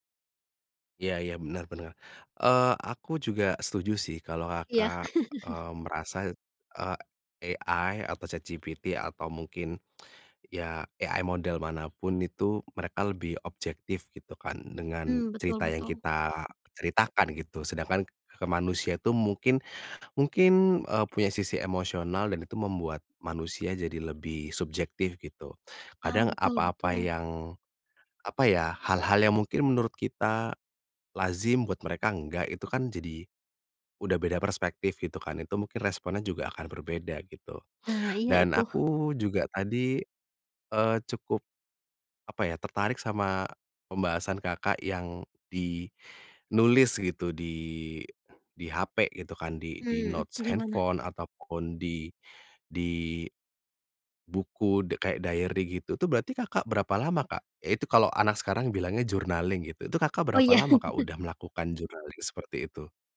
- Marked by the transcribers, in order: chuckle; in English: "AI"; in English: "AI"; other background noise; in English: "notes"; in English: "diary"; in English: "journaling"; chuckle; in English: "journaling"
- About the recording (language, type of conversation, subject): Indonesian, podcast, Bagaimana kamu biasanya menandai batas ruang pribadi?